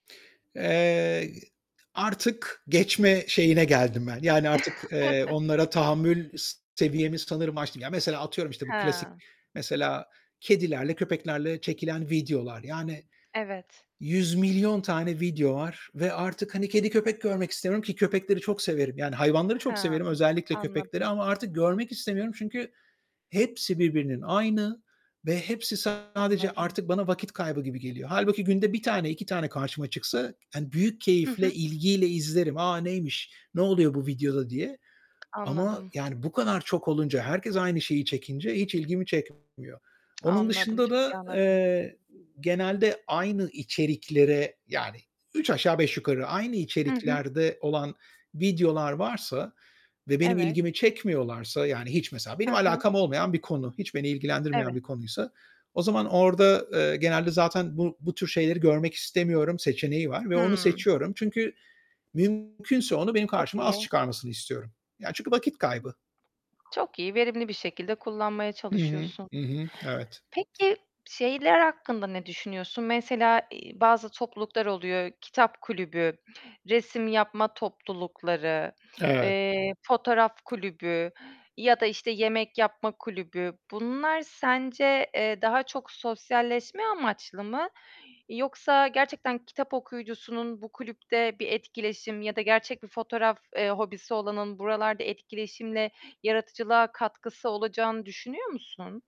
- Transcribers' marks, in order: other background noise; chuckle; tapping; distorted speech
- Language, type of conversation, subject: Turkish, podcast, Sosyal medyanın yaratıcılık üzerindeki etkisi hakkında ne düşünüyorsun?